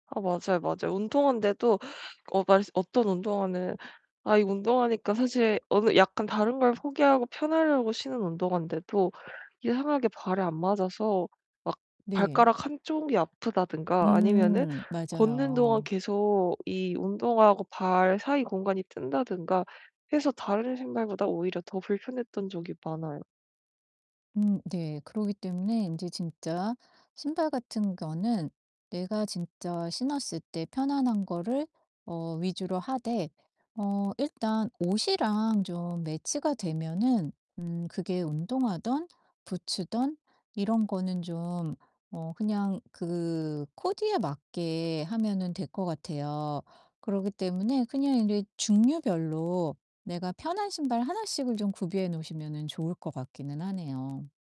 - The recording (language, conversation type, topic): Korean, advice, 편안함과 개성을 모두 살릴 수 있는 옷차림은 어떻게 찾을 수 있을까요?
- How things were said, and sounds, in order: static